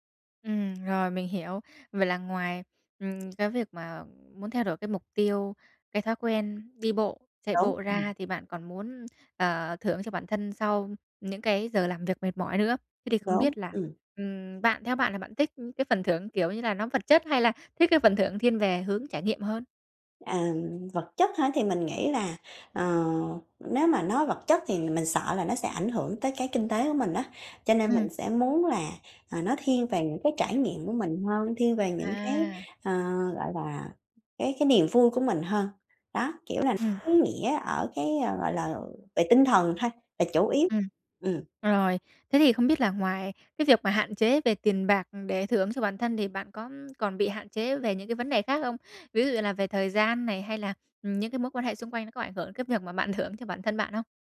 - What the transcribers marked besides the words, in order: tapping; other background noise; laughing while speaking: "thưởng"
- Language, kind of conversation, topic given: Vietnamese, advice, Làm sao tôi có thể chọn một phần thưởng nhỏ nhưng thật sự có ý nghĩa cho thói quen mới?